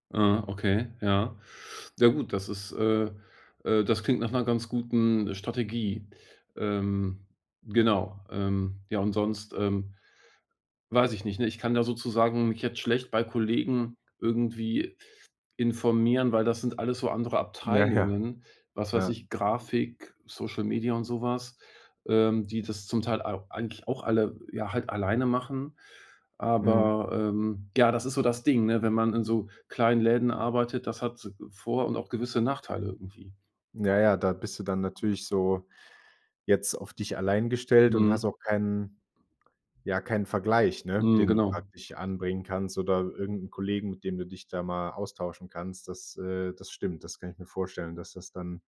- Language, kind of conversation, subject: German, advice, Wie kann ich mit meinem Chef ein schwieriges Gespräch über mehr Verantwortung oder ein höheres Gehalt führen?
- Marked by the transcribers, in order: none